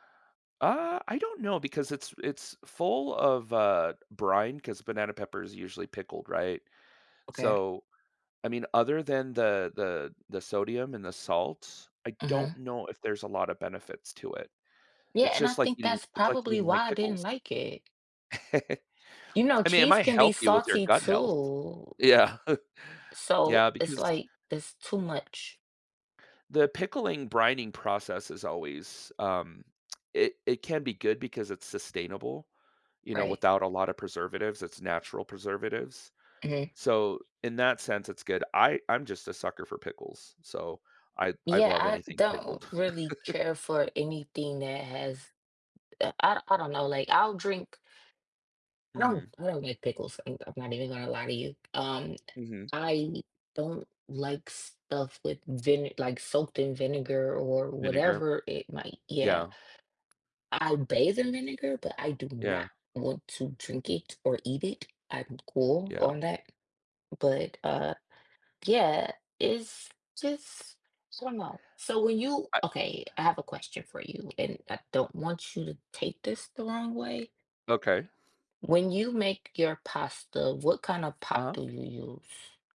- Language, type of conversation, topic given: English, unstructured, What are some creative ways to encourage healthier eating habits?
- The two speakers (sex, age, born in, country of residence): female, 35-39, United States, United States; male, 40-44, Japan, United States
- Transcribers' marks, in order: other background noise; chuckle; chuckle; background speech; chuckle